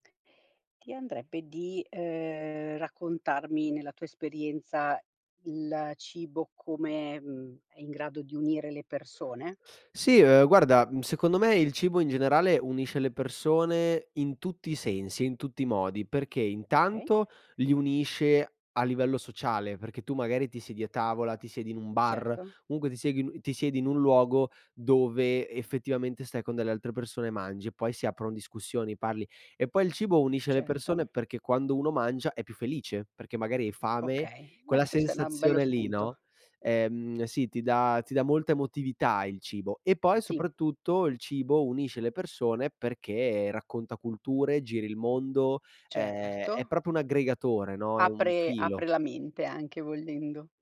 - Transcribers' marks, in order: tapping; other background noise; "comunque" said as "unque"; "proprio" said as "propo"; "volendo" said as "vollendo"
- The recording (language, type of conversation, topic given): Italian, podcast, In che modo il cibo riesce a unire le persone?
- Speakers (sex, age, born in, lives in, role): female, 50-54, Italy, Italy, host; male, 25-29, Italy, Italy, guest